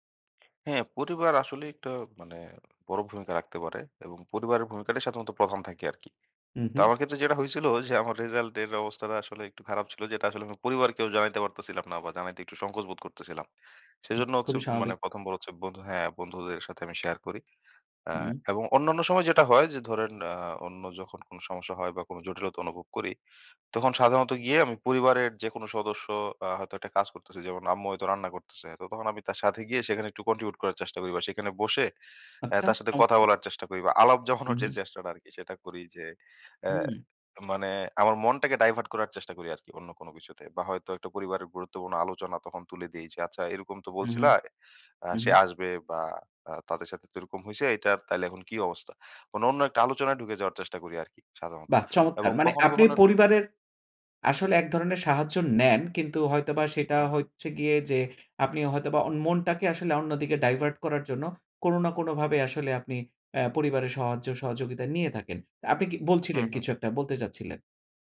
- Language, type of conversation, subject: Bengali, podcast, আপনি একা অনুভব করলে সাধারণত কী করেন?
- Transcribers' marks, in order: tapping; in English: "কন্ট্রিবিউট"; other background noise; in English: "ডাইভার্ট"; "সাহায্য" said as "সহয্য"